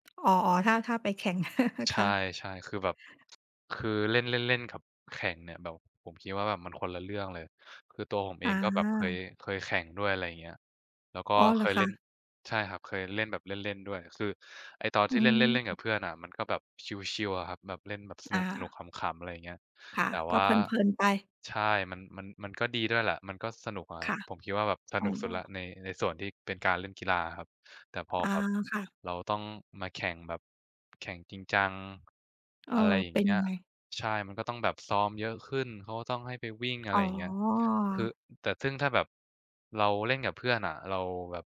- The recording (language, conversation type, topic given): Thai, unstructured, คุณคิดว่าการออกกำลังกายแบบไหนทำให้คุณมีความสุขที่สุด?
- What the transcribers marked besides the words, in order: tapping; laugh; other background noise